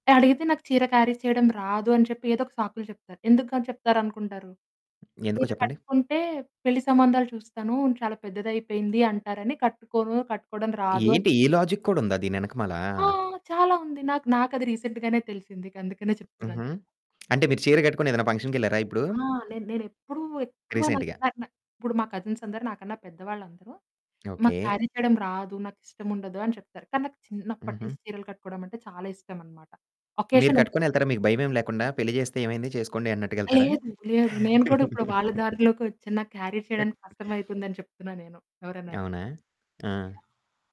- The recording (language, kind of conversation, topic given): Telugu, podcast, సాంప్రదాయాన్ని ఆధునికతతో కలిపి అనుసరించడం మీకు ఏ విధంగా ఇష్టం?
- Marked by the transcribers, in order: in English: "క్యారీ"; other background noise; in English: "లాజిక్"; in English: "రీసెంట్‌గానె"; unintelligible speech; in English: "రీసెంట్‌గా"; in English: "కజిన్స్"; in English: "క్యారీ"; in English: "అకేషన్"; static; laugh; in English: "క్యారీ"